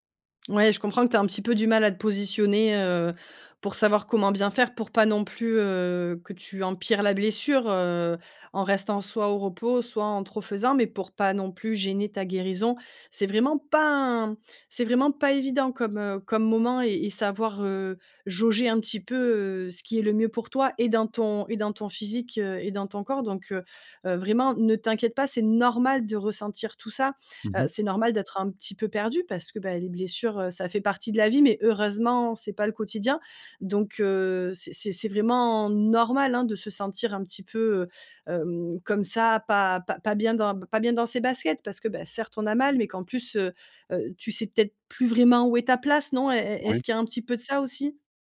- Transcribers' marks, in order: stressed: "pas"; stressed: "normal"; stressed: "normal"
- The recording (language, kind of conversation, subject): French, advice, Quelle blessure vous empêche de reprendre l’exercice ?